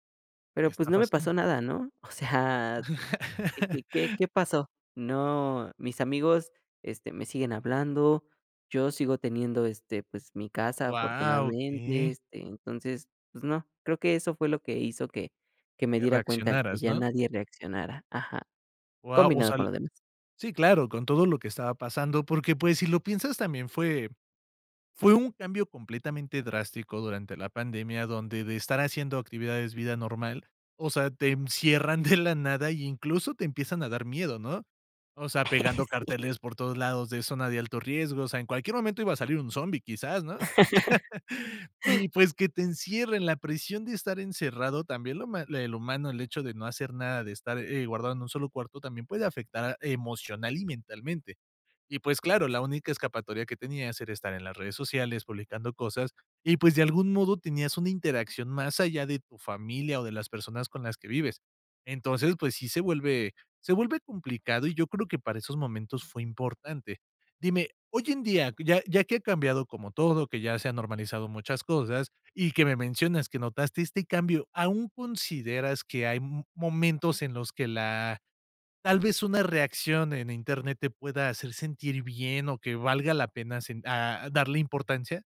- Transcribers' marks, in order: chuckle; chuckle; laughing while speaking: "Sí"; chuckle; other noise
- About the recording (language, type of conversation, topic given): Spanish, podcast, ¿Qué pesa más para ti: un me gusta o un abrazo?